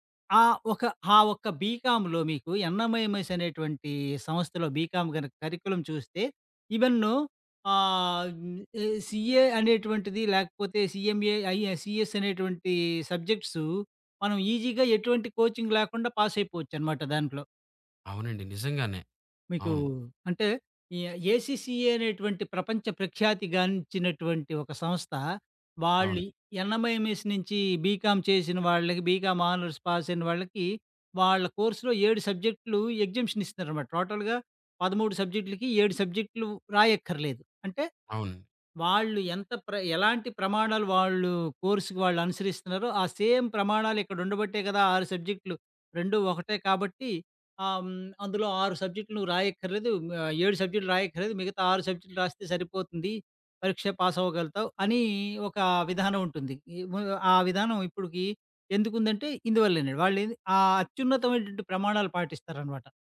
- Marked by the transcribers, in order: in English: "బీకామ్‌లొ"; in English: "బీకామ్"; in English: "సీఏ"; in English: "సీఎంఏ ఐఎస్ సీఎస్"; in English: "సబ్జెక్ట్స్"; in English: "ఈజీగా"; in English: "కోచింగ్"; in English: "పాస్"; in English: "ఏసీసీఏ"; in English: "ఎన్ఎంఎంఎస్"; in English: "బీకామ్"; in English: "బీకామ్ ఆనర్స్ పాస్"; in English: "కోర్స్‌లో"; in English: "ఎగ్జామషన్"; in English: "టోటల్‌గా"; in English: "కోర్స్‌కి"; in English: "సేమ్"; in English: "పాస్"
- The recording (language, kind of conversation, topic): Telugu, podcast, పిల్లలకు తక్షణంగా ఆనందాలు కలిగించే ఖర్చులకే ప్రాధాన్యం ఇస్తారా, లేక వారి భవిష్యత్తు విద్య కోసం దాచిపెట్టడానికే ప్రాధాన్యం ఇస్తారా?